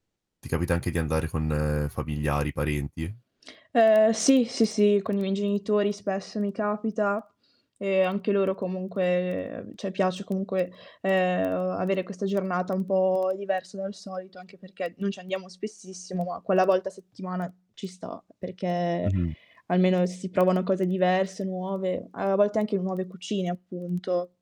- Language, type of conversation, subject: Italian, podcast, Qual è il ruolo dei pasti in famiglia nella vostra vita quotidiana?
- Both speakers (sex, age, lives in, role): female, 20-24, Italy, guest; male, 18-19, Italy, host
- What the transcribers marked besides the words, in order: tapping; static; distorted speech; "cioè" said as "ceh"